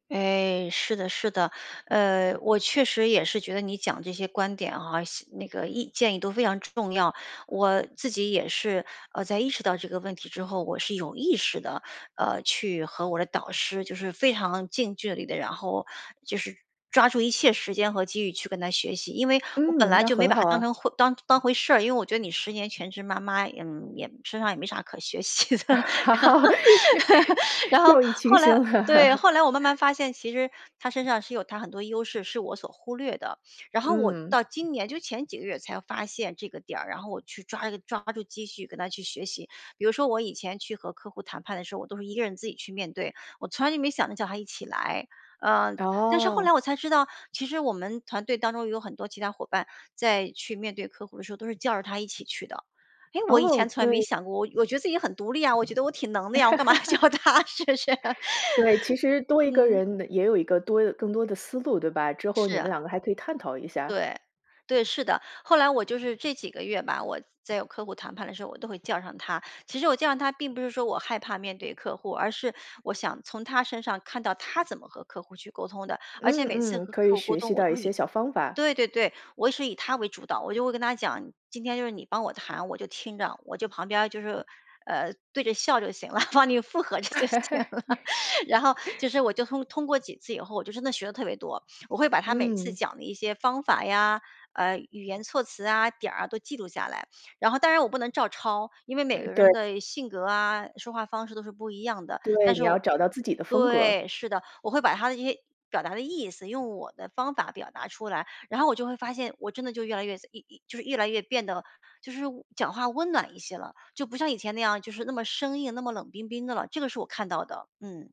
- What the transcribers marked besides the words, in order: other background noise; laughing while speaking: "学习的。然后"; laugh; laughing while speaking: "掉以轻心了"; "机会" said as "机蓄"; laugh; laughing while speaking: "我干嘛叫她是不是？"; laugh; laughing while speaking: "对着笑就行了，帮你附和着就行了"; laugh
- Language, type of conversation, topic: Chinese, advice, 我定的目标太高，觉得不现实又很沮丧，该怎么办？